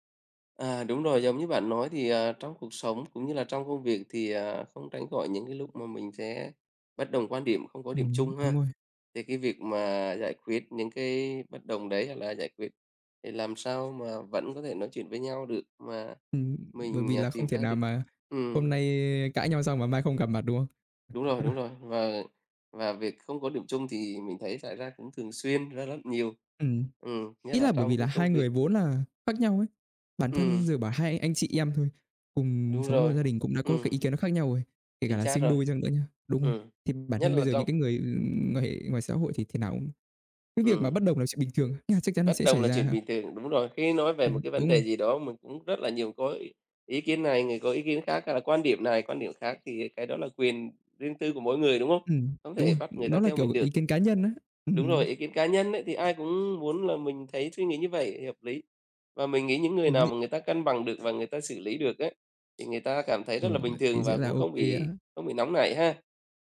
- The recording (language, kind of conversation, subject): Vietnamese, unstructured, Khi hai người không đồng ý, làm sao để tìm được điểm chung?
- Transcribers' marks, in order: tapping; other background noise; chuckle